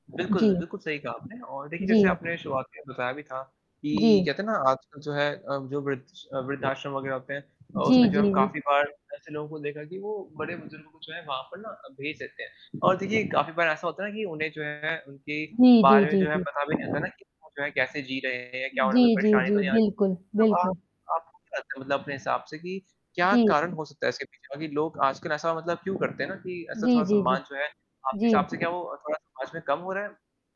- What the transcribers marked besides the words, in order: static; distorted speech; unintelligible speech
- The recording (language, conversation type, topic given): Hindi, unstructured, क्या आपको लगता है कि हम अपने बुजुर्गों का पर्याप्त सम्मान करते हैं?